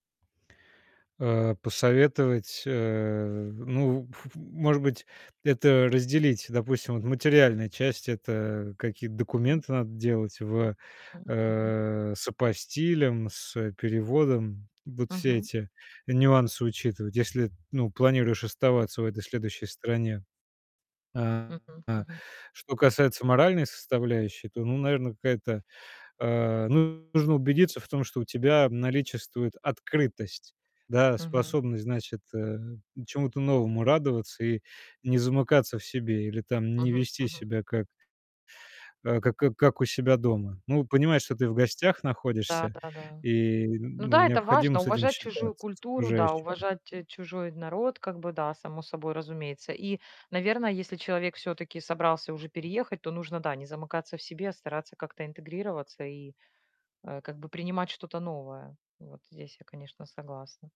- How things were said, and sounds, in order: distorted speech
- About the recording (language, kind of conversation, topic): Russian, podcast, Как миграция или поездки повлияли на твоё самоощущение?